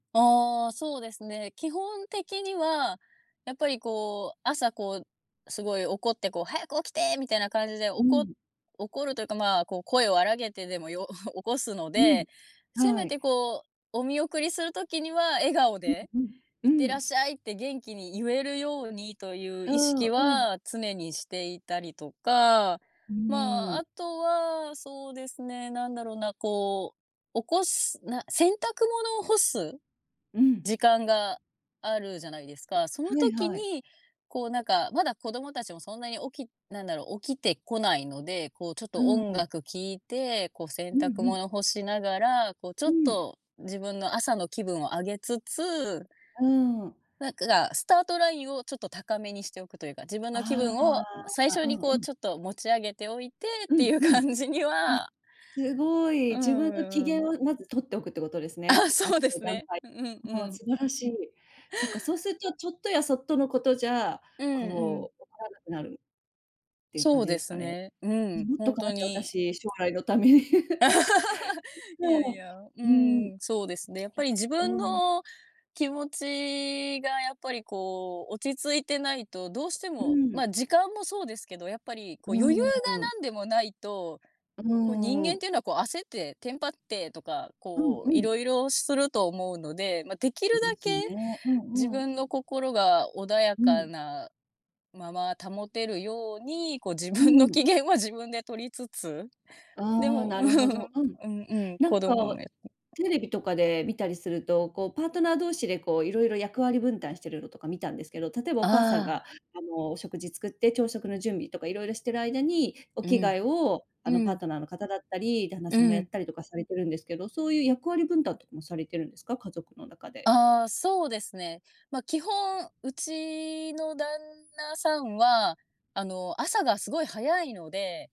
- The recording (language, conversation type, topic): Japanese, podcast, 忙しい朝をどうやって乗り切っていますか？
- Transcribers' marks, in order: chuckle; laughing while speaking: "感じには"; laughing while speaking: "あ、そうですね"; tapping; laugh; laughing while speaking: "ために"; giggle; other background noise; laughing while speaking: "自分の機嫌は自分で取りつつ"; laughing while speaking: "うん"; unintelligible speech